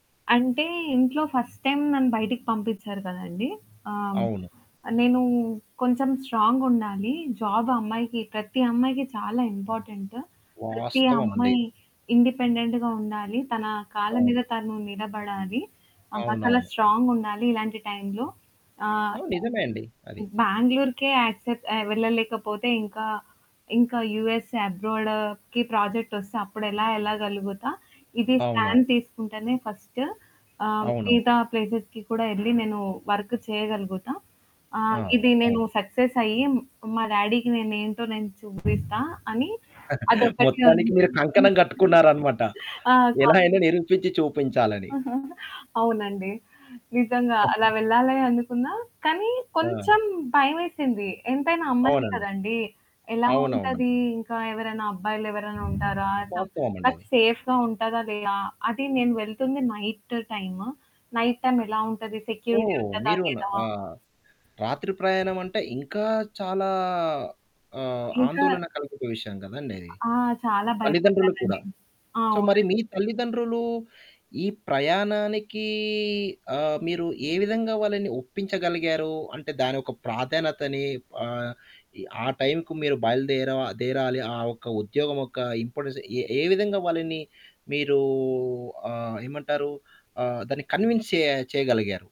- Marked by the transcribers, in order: static; in English: "ఫస్ట్ టైమ్"; in English: "జాబ్"; in English: "ఇండిపెండెంట్‌గా"; other background noise; in English: "యాక్సెప్ట్"; in English: "యూఎస్ అబ్రాడ్‌కి ప్రాజెక్ట్"; in English: "స్టాండ్"; in English: "ప్లేస్‌స్‌కి"; in English: "వర్క్"; in English: "డాడీకి"; chuckle; giggle; chuckle; in English: "సేఫ్‌గా"; in English: "నైట్"; in English: "నైట్"; in English: "సెక్యూరిటీ"; in English: "సో"; in English: "ఇంపార్టెన్స్"; in English: "కన్విన్స్"
- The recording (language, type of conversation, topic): Telugu, podcast, మొదటి సారి మీరు ప్రయాణానికి బయలుదేరిన అనుభవం గురించి చెప్పగలరా?